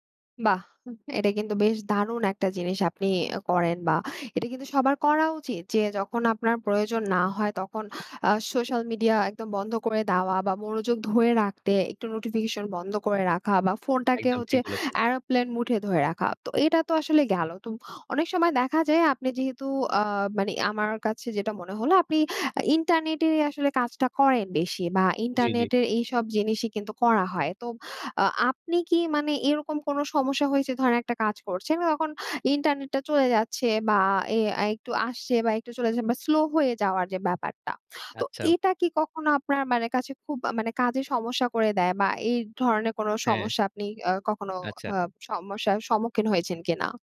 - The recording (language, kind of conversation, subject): Bengali, podcast, প্রযুক্তি কীভাবে তোমার শেখার ধরন বদলে দিয়েছে?
- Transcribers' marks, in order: tapping; in English: "aeroplane mode"; "ইন্টারনেটের" said as "ইন্টারনিটের"